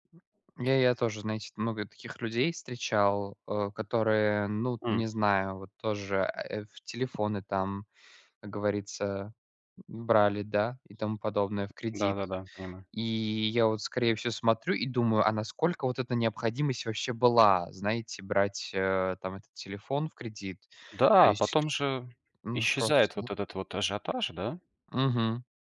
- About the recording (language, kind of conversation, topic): Russian, unstructured, Почему кредитные карты иногда кажутся людям ловушкой?
- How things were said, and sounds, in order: unintelligible speech; tapping